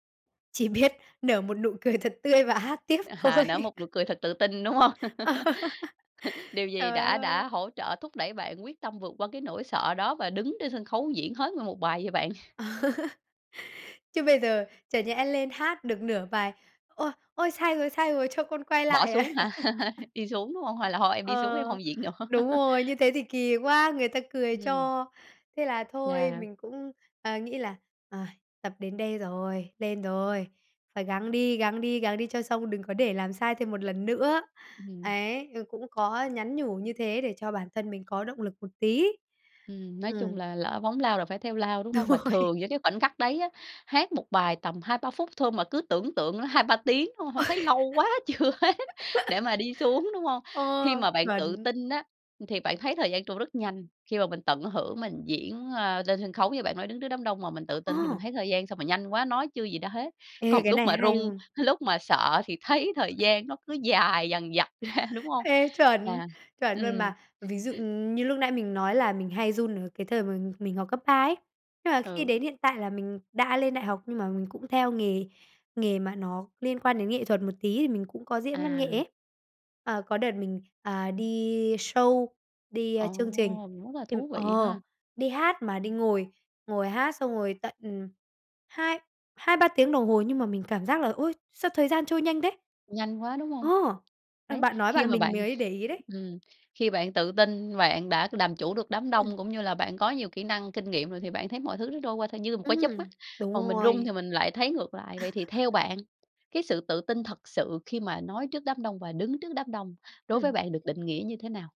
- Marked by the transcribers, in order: laughing while speaking: "biết"; laughing while speaking: "thật"; laughing while speaking: "hát tiếp thôi"; laughing while speaking: "À"; laughing while speaking: "đúng"; laughing while speaking: "Ờ"; laugh; laugh; laugh; laughing while speaking: "à?"; laugh; laugh; tapping; laughing while speaking: "Đúng rồi"; laughing while speaking: "hai, ba"; laughing while speaking: "Ôi!"; laugh; laughing while speaking: "chưa hết"; other background noise; laughing while speaking: "thấy"; laughing while speaking: "dài"; laughing while speaking: "ra"; in English: "show"; laugh
- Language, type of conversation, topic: Vietnamese, podcast, Bí quyết của bạn để tự tin khi nói trước đám đông là gì?